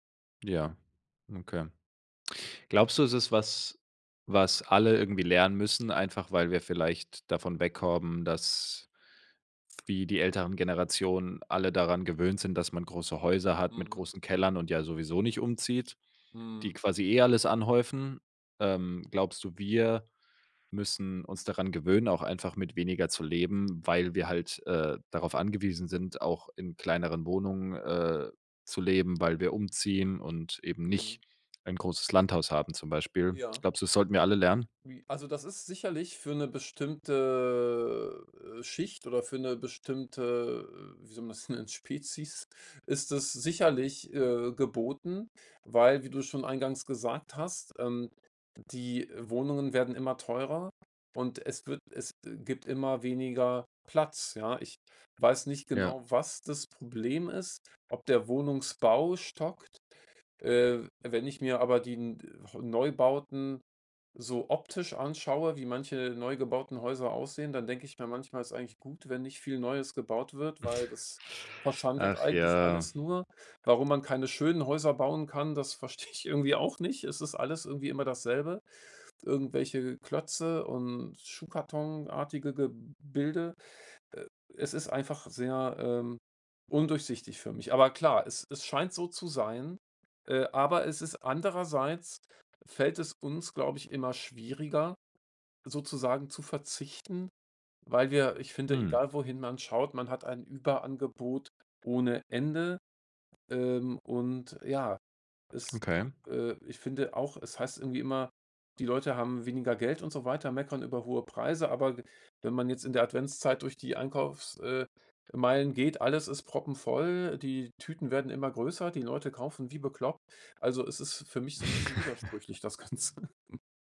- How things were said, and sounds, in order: stressed: "nicht"; drawn out: "bestimmte"; drawn out: "bestimmte"; chuckle; laughing while speaking: "verstehe ich irgendwie auch nicht"; chuckle; laughing while speaking: "Ganze"
- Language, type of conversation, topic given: German, podcast, Wie schaffst du mehr Platz in kleinen Räumen?
- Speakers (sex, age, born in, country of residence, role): male, 25-29, Germany, Germany, host; male, 45-49, Germany, Germany, guest